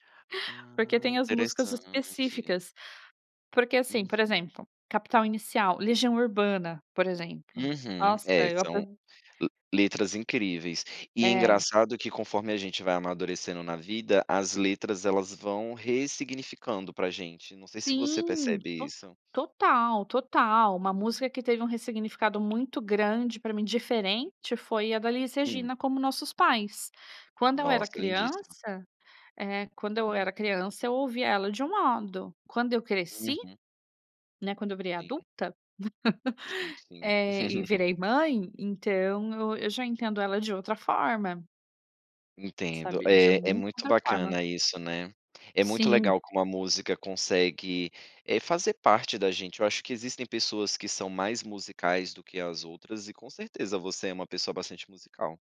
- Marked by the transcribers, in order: tapping; laugh; chuckle
- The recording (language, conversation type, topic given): Portuguese, podcast, Como a migração da sua família influenciou o seu gosto musical?